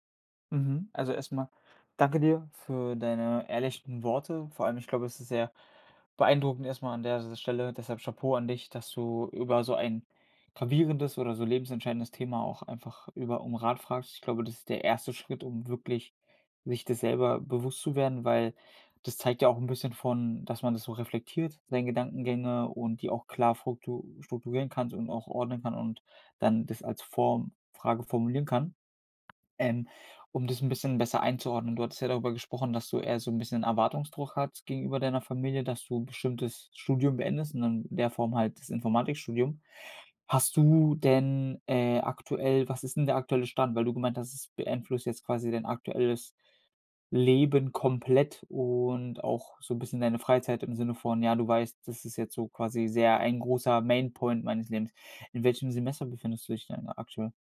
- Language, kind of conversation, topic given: German, advice, Wie überwinde ich Zweifel und bleibe nach einer Entscheidung dabei?
- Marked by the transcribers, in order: other background noise; in English: "Main Point"